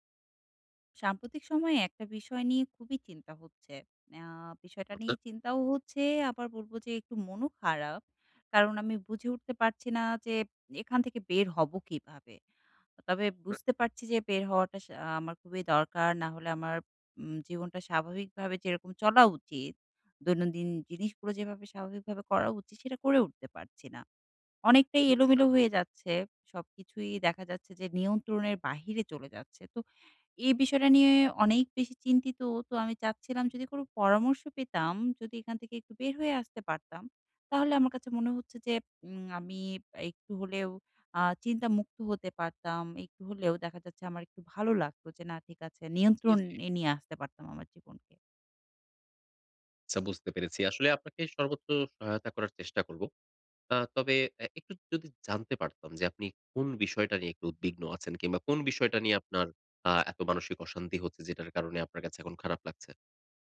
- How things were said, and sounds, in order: "আচ্ছা" said as "চ্ছা"; "আচ্ছা" said as "চ্ছা"
- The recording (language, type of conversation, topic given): Bengali, advice, আমি কীভাবে একটি স্থির রাতের রুটিন গড়ে তুলে নিয়মিত ঘুমাতে পারি?